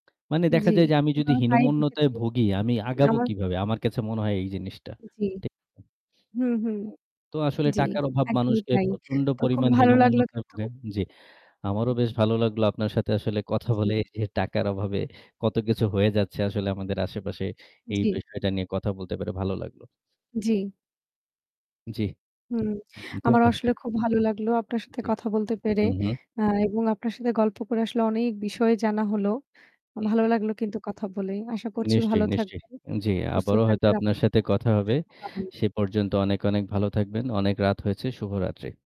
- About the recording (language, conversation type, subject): Bengali, unstructured, টাকার অভাবে কি পরিবারে মনোমালিন্য হয়?
- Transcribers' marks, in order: static; tapping; distorted speech; unintelligible speech